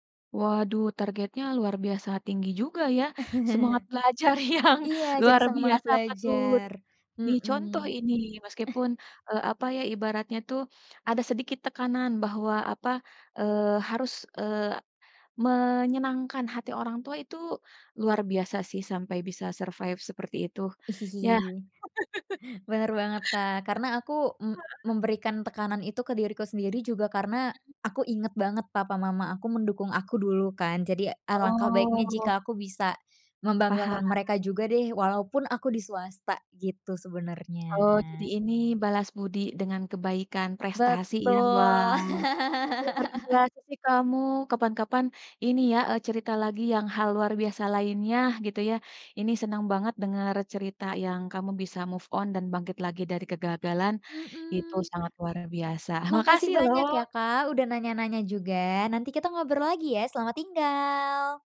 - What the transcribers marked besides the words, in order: chuckle; laughing while speaking: "belajar yang"; in English: "survive"; chuckle; laugh; other background noise; tapping; laugh; in English: "move on"; drawn out: "tinggal"
- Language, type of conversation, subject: Indonesian, podcast, Siapa yang paling membantu kamu saat mengalami kegagalan, dan bagaimana cara mereka membantumu?